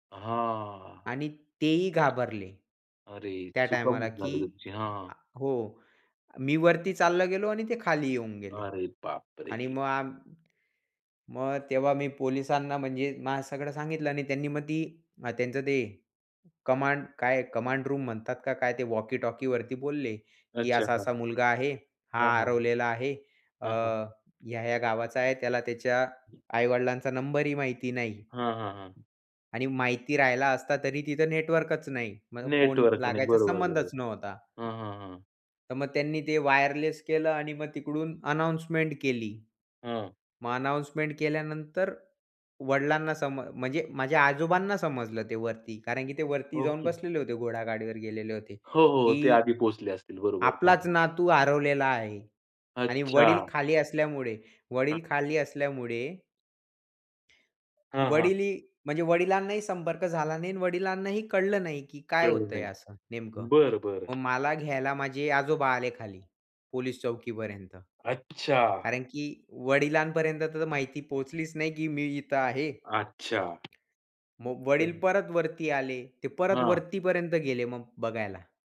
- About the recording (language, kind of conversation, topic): Marathi, podcast, प्रवासादरम्यान हरवून गेल्याचा अनुभव काय होता?
- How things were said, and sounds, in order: tapping; in English: "रूम"; other background noise; "हरवलेला" said as "हारवलेला"